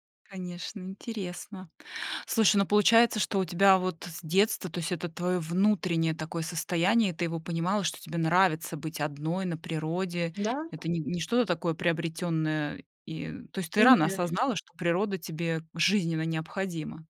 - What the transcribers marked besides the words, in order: tapping; other background noise
- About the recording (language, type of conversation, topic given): Russian, podcast, Чему тебя учит молчание в горах или в лесу?